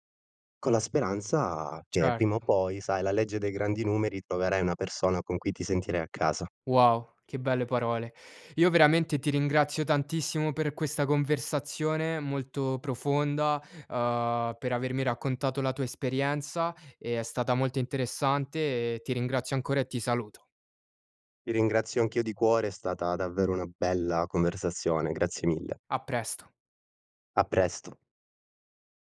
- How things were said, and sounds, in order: other background noise
- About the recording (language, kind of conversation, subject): Italian, podcast, Quale canzone ti fa sentire a casa?